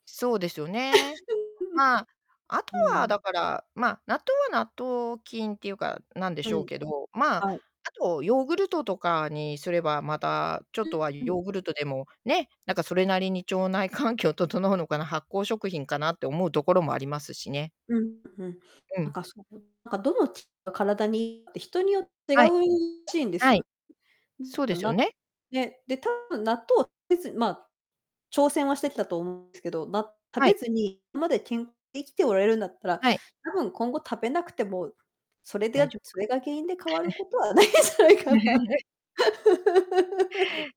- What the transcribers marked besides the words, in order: laugh; distorted speech; chuckle; laugh; laughing while speaking: "ないんじゃないかな"; laugh
- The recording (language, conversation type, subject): Japanese, unstructured, 納豆はお好きですか？その理由は何ですか？